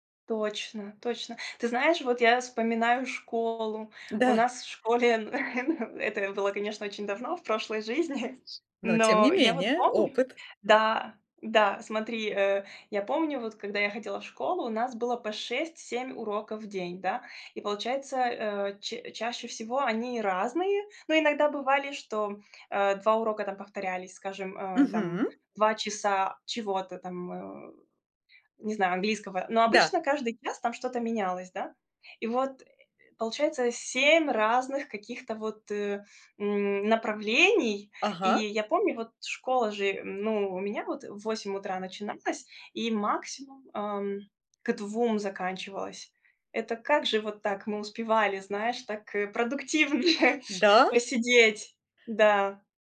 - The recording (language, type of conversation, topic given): Russian, advice, Как найти время для хобби при очень плотном рабочем графике?
- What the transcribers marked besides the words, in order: other background noise; chuckle; laughing while speaking: "в прошлой жизни"; laughing while speaking: "продуктивнее посидеть"